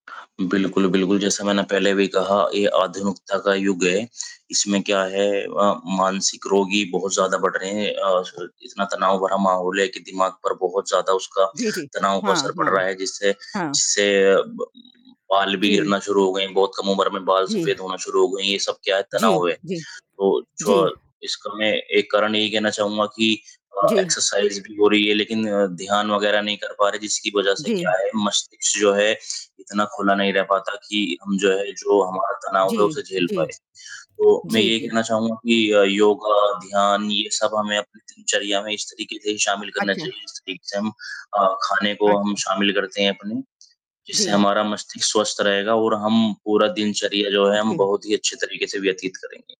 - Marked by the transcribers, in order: other background noise; static; tapping; in English: "एक्सरसाइज़"; distorted speech
- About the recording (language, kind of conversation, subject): Hindi, unstructured, आप नियमित व्यायाम को अपनी दिनचर्या में कैसे शामिल करते हैं?
- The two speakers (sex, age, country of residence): female, 50-54, United States; male, 25-29, India